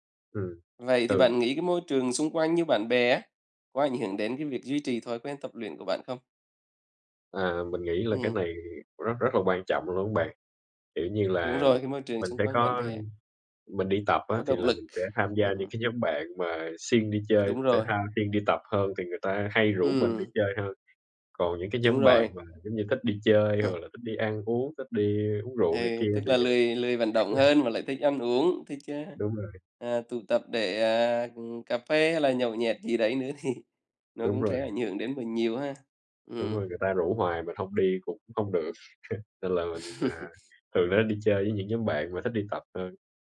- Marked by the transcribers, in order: tapping; other background noise; other noise; chuckle; laughing while speaking: "thì"; chuckle
- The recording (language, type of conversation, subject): Vietnamese, unstructured, Làm thế nào để giữ động lực khi bắt đầu một chế độ luyện tập mới?